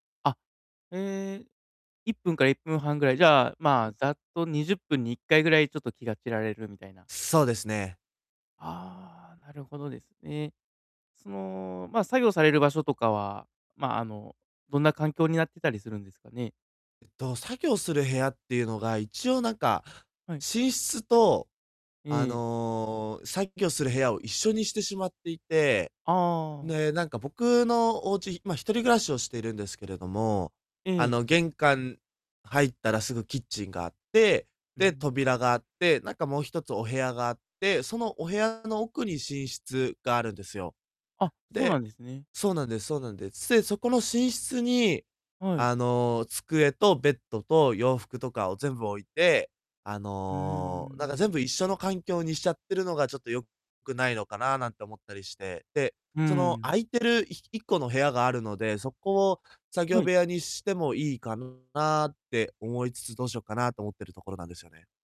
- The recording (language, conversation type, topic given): Japanese, advice, 短い時間でも効率よく作業できるよう、集中力を保つにはどうすればよいですか？
- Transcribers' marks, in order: distorted speech